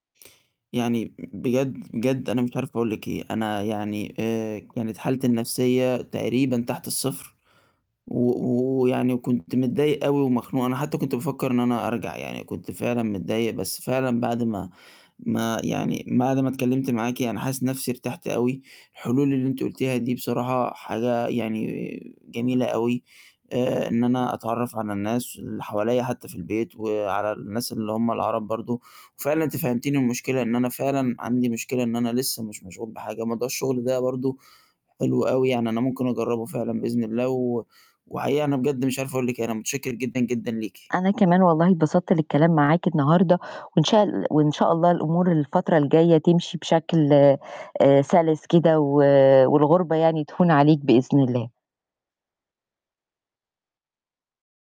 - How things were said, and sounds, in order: none
- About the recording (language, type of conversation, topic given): Arabic, advice, إزاي بتوصف إحساسك بالحنين للوطن والوحدة بعد ما اتنقلت؟